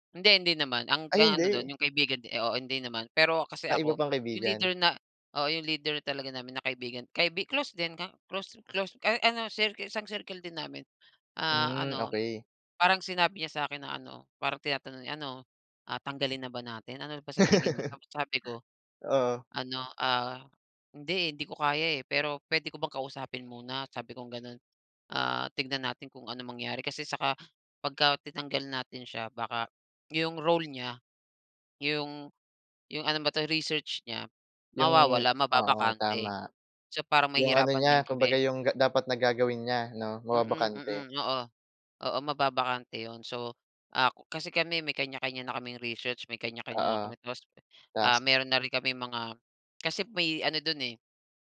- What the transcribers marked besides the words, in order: laugh
- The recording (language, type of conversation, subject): Filipino, podcast, Ano ang pinakamalaking hamon na hinarap ninyo bilang grupo, at paano ninyo ito nalampasan?
- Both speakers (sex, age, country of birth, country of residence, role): male, 20-24, Philippines, Philippines, host; male, 35-39, Philippines, Philippines, guest